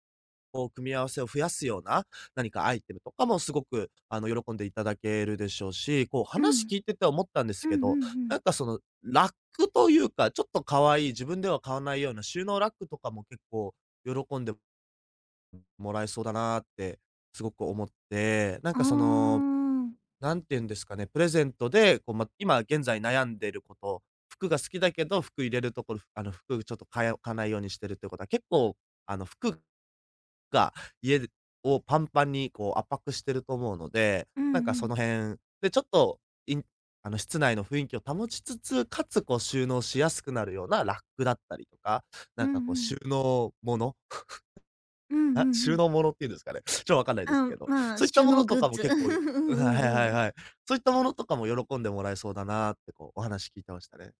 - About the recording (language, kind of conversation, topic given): Japanese, advice, 予算内で満足できる買い物をするにはどうすればいいですか？
- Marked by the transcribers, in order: chuckle; chuckle